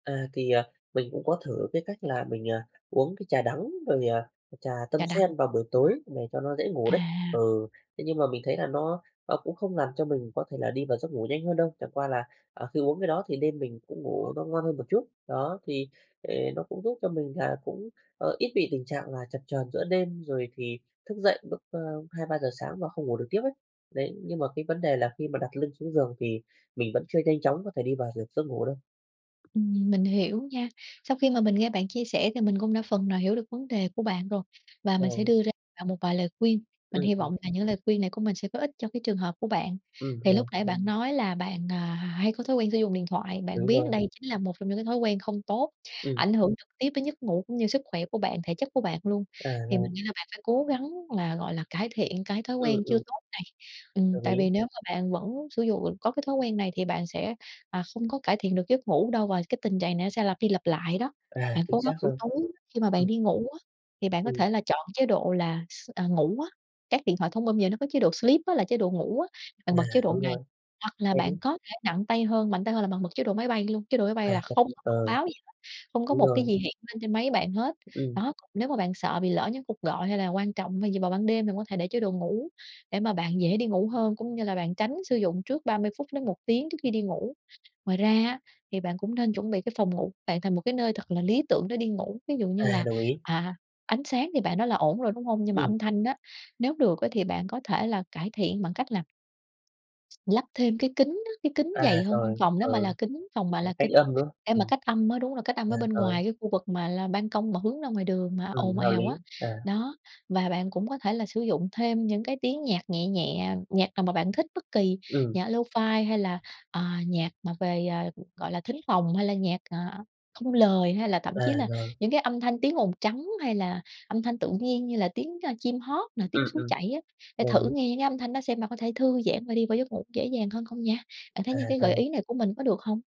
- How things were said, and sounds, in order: tapping; other background noise; in English: "sleep"; in English: "lofi"; other noise
- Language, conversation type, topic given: Vietnamese, advice, Bạn bị khó ngủ, trằn trọc cả đêm phải không?
- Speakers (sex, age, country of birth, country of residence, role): female, 30-34, Vietnam, Vietnam, advisor; male, 35-39, Vietnam, Vietnam, user